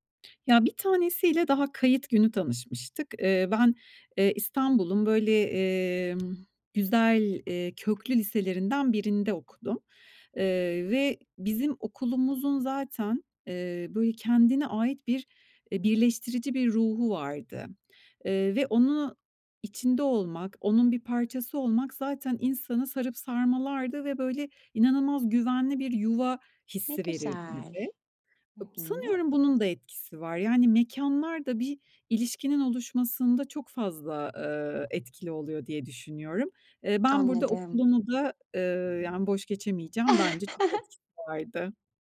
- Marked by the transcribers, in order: tapping; other background noise; chuckle
- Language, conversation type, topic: Turkish, podcast, Uzun süren arkadaşlıkları nasıl canlı tutarsın?